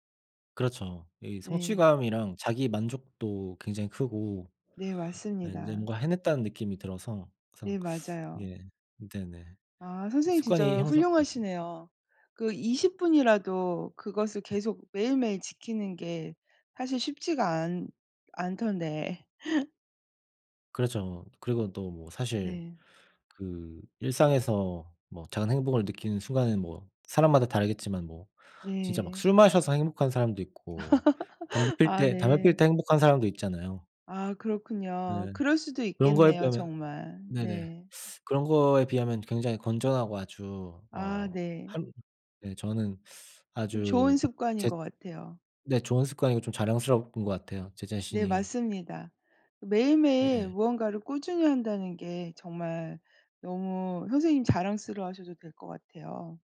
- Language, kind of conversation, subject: Korean, unstructured, 일상에서 작은 행복을 느끼는 순간은 언제인가요?
- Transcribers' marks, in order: other background noise; laugh; laugh; tapping